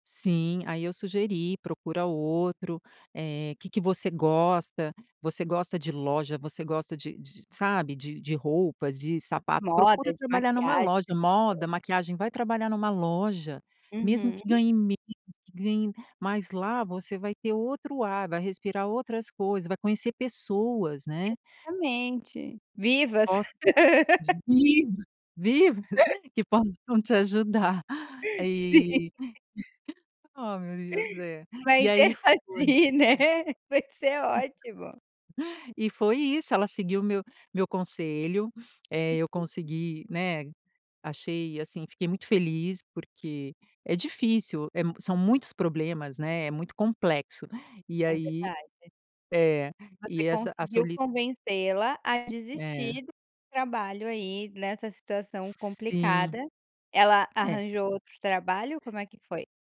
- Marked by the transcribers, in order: other background noise; stressed: "Vivas"; laugh; laughing while speaking: "vivas que possam te ajudar"; laughing while speaking: "Sim"; laugh; laughing while speaking: "Oh meu Deus! É"; laughing while speaking: "Vai interagir, né. Vai ser ótimo"; unintelligible speech; sniff; tapping
- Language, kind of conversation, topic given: Portuguese, podcast, Como você ajuda alguém que se sente sozinho?